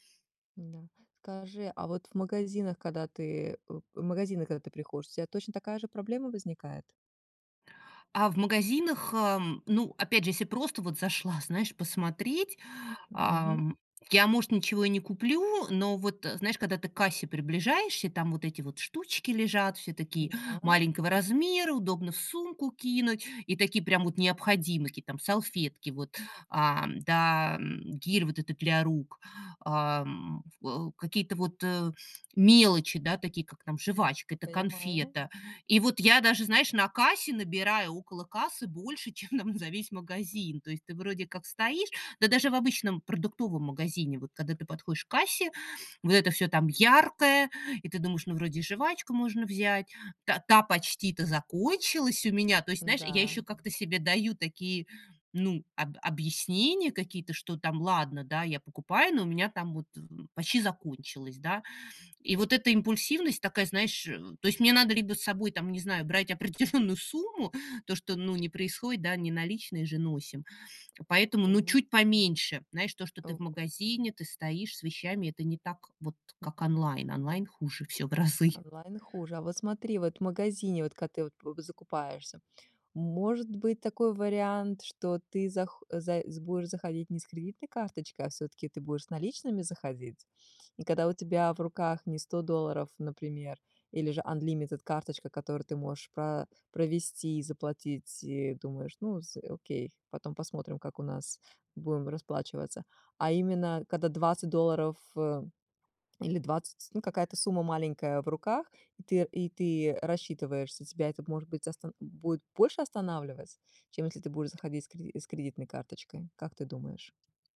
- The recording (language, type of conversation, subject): Russian, advice, Почему я постоянно совершаю импульсивные покупки на распродажах?
- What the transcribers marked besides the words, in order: tapping; other background noise; laughing while speaking: "чем"; laughing while speaking: "определённую"; other noise; laughing while speaking: "в разы"; in English: "unlimited"